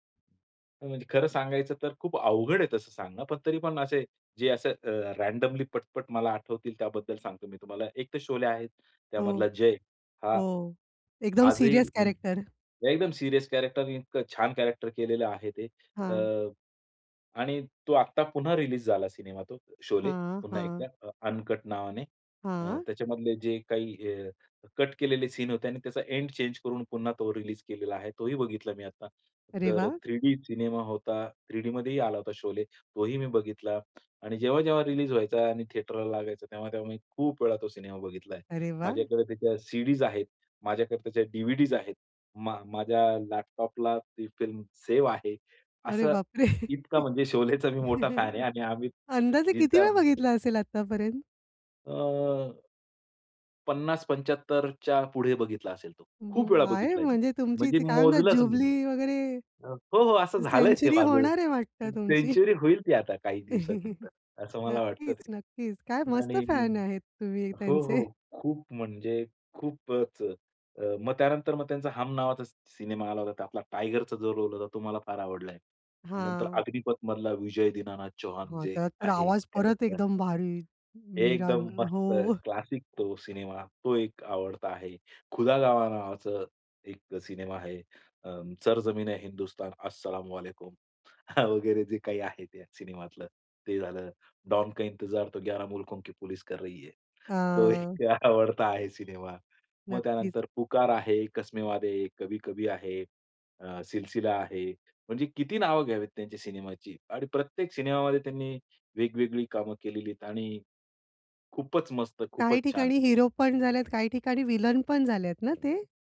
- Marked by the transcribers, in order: other noise; in English: "रॅन्डमली"; in English: "कॅरक्टर"; in English: "कॅरक्टर"; in English: "कॅरक्टर"; laughing while speaking: "बापरे!"; joyful: "अंदाजे किती वेळा बघितला असेल आतापर्यंत?"; laughing while speaking: "शोलेचा मी मोठा"; unintelligible speech; laughing while speaking: "झालंय ते"; laughing while speaking: "तुमची"; chuckle; laughing while speaking: "त्यांचे"; in English: "कॅरेक्टर"; chuckle; laughing while speaking: "वगैरे जे काही आहे"; in Hindi: "ग्यारह मुल्कों, की पुलिस कर रही है"; laughing while speaking: "एक आवडता आहे सिनेमा"
- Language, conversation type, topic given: Marathi, podcast, तुझ्यावर सर्वाधिक प्रभाव टाकणारा कलाकार कोण आहे?